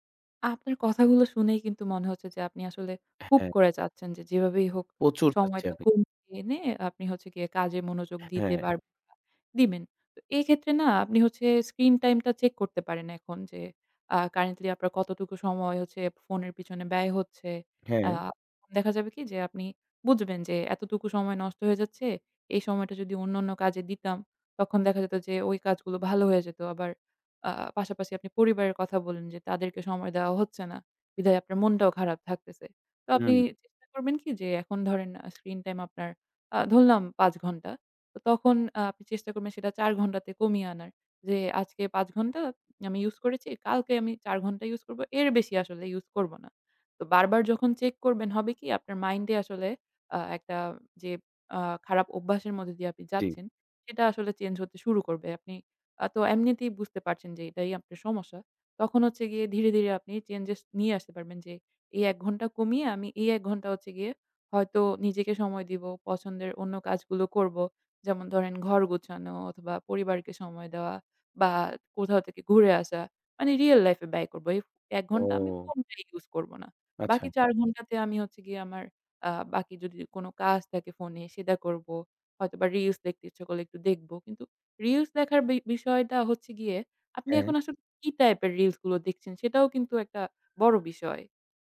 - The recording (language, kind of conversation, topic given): Bengali, advice, রাতে স্ক্রিন সময় বেশি থাকলে কি ঘুমের সমস্যা হয়?
- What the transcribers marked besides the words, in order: tapping; other background noise